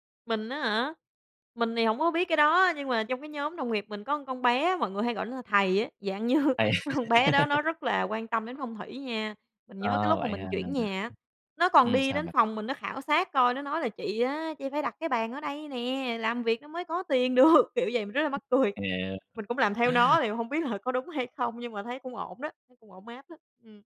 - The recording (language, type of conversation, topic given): Vietnamese, podcast, Bạn tổ chức góc làm việc ở nhà như thế nào để dễ tập trung?
- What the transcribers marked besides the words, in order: laughing while speaking: "như"; laughing while speaking: "Thầy"; laugh; laughing while speaking: "được"; other background noise; tapping